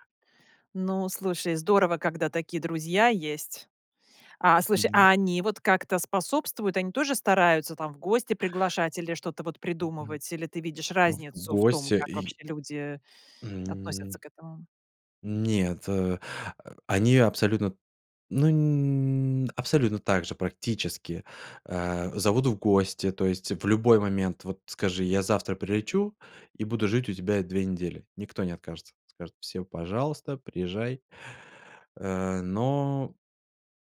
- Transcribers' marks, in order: none
- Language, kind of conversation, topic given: Russian, podcast, Как вернуть утраченную связь с друзьями или семьёй?